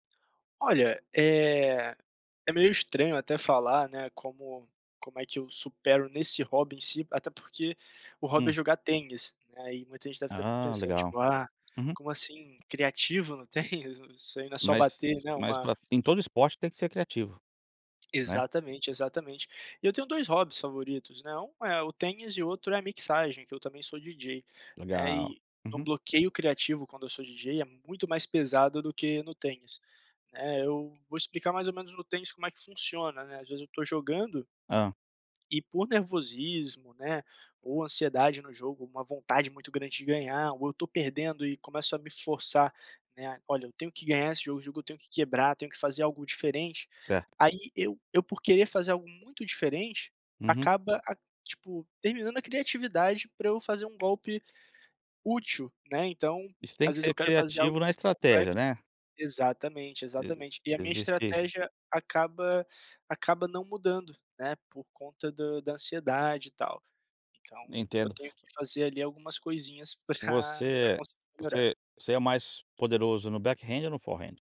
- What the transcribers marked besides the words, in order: tapping; in English: "backhand"; in English: "forehand?"
- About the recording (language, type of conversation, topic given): Portuguese, podcast, Como você supera bloqueios criativos nesse hobby?